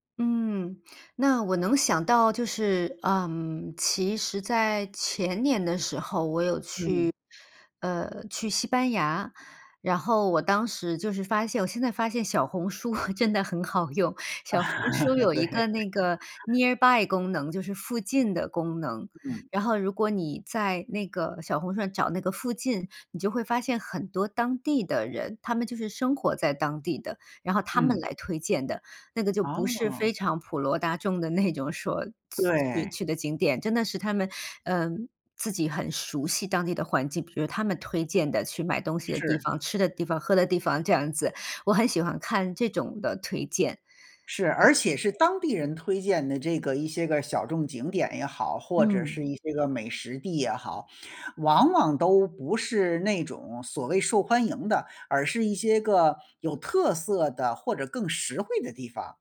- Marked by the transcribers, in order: chuckle; in English: "nearby"; laugh; laughing while speaking: "那种说"
- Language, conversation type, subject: Chinese, podcast, 你是如何找到有趣的冷门景点的？